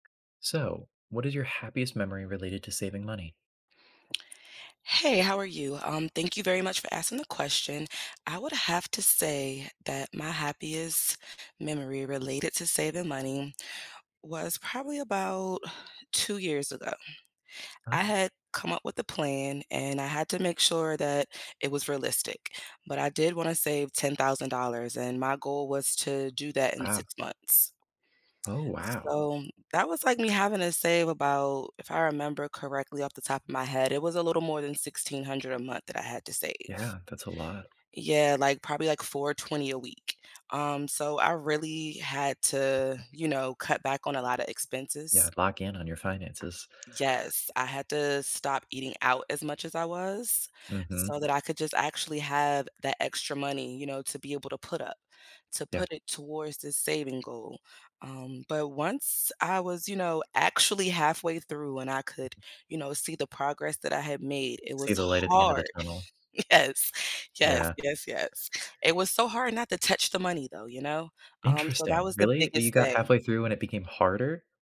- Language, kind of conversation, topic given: English, unstructured, How has saving money made a positive impact on your life?
- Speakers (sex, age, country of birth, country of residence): female, 40-44, United States, United States; male, 20-24, United States, United States
- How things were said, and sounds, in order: other background noise; tapping; stressed: "hard"; laugh; laughing while speaking: "Yes"